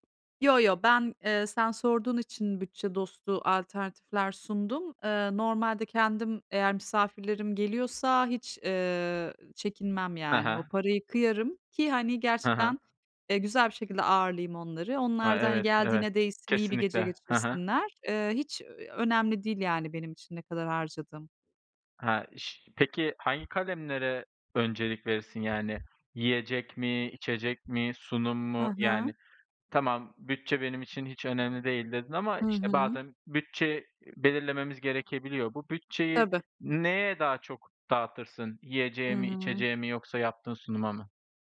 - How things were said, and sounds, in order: other background noise; tapping
- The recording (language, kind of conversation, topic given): Turkish, podcast, Bütçe dostu bir kutlama menüsünü nasıl planlarsın?